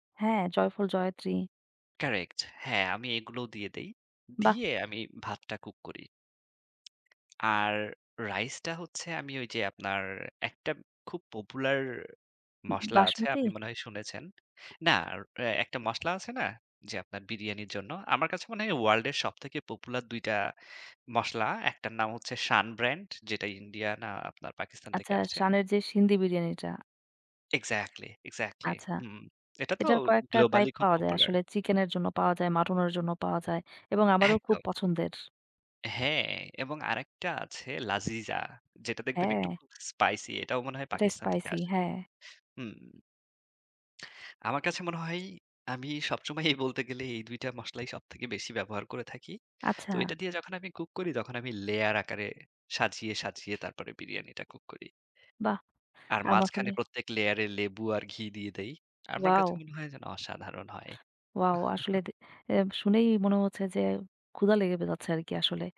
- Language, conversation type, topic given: Bengali, unstructured, তোমার প্রিয় খাবার কী এবং কেন?
- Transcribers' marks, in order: laughing while speaking: "বলতে গেলে এই দুই টা মসলা সবথেকে বেশি ব্যবহার করে থাকি"; chuckle